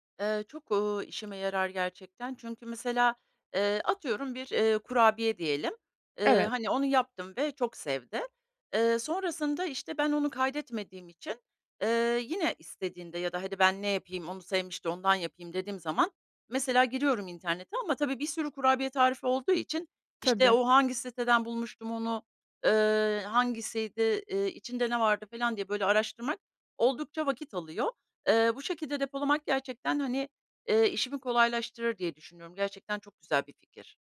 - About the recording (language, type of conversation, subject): Turkish, advice, Motivasyon eksikliğiyle başa çıkıp sağlıklı beslenmek için yemek hazırlamayı nasıl planlayabilirim?
- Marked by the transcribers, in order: tapping